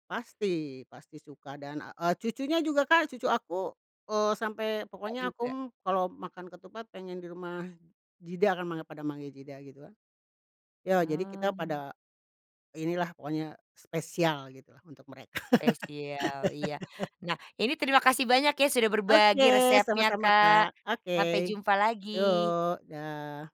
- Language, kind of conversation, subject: Indonesian, podcast, Pernahkah kamu mengubah resep keluarga? Apa alasannya dan bagaimana rasanya?
- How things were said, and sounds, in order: laugh